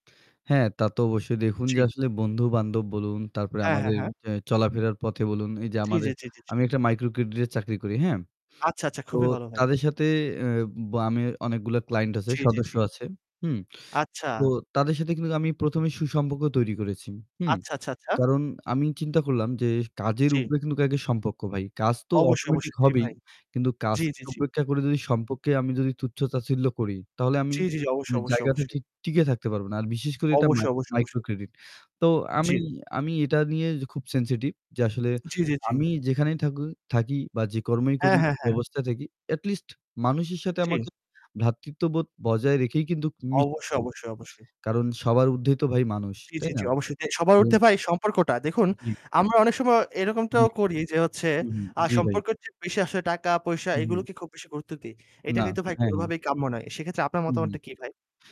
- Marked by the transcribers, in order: distorted speech; other background noise
- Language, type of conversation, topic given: Bengali, unstructured, আপনার মতে, সমাজে ভ্রাতৃত্ববোধ কীভাবে বাড়ানো যায়?